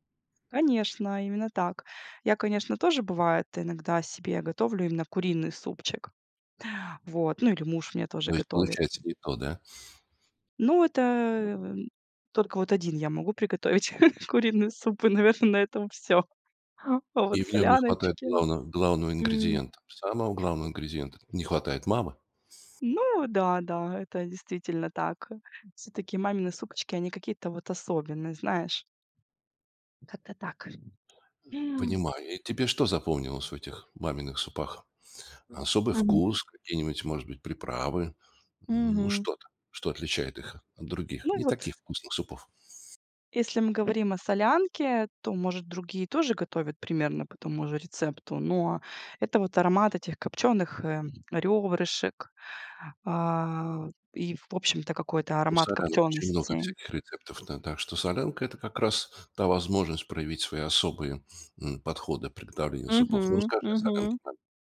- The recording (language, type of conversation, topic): Russian, podcast, Что для тебя значит комфортная еда и почему?
- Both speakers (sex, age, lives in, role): female, 40-44, Spain, guest; male, 65-69, Estonia, host
- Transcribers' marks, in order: tapping; chuckle; other background noise; gasp